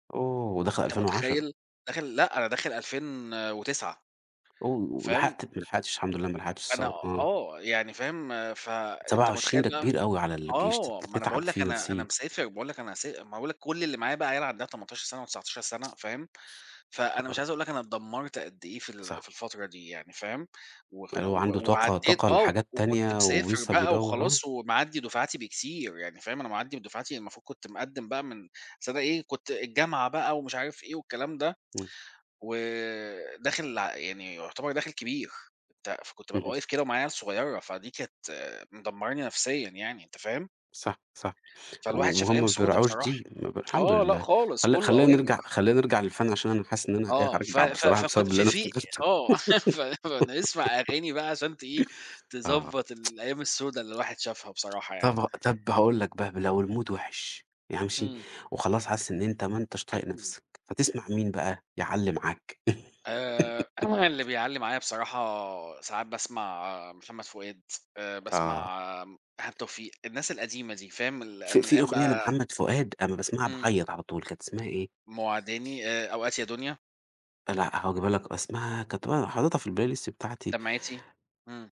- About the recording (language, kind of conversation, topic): Arabic, unstructured, إيه دور الفن في حياتك اليومية؟
- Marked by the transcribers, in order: in English: "oh"; tapping; in English: "oh"; unintelligible speech; tsk; laugh; laughing while speaking: "ف فنسمع"; giggle; tsk; in English: "الmood"; unintelligible speech; other background noise; sneeze; throat clearing; laugh; in English: "الplaylist"